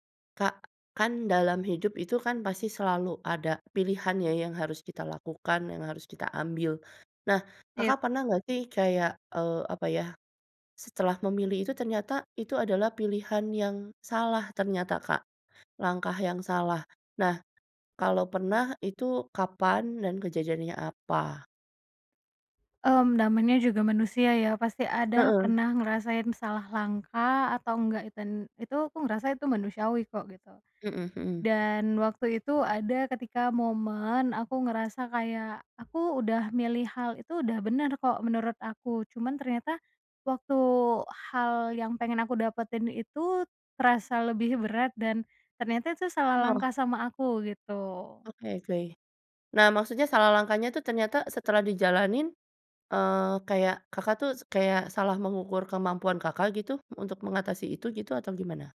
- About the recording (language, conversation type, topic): Indonesian, podcast, Bagaimana cara kamu memaafkan diri sendiri setelah melakukan kesalahan?
- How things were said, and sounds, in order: none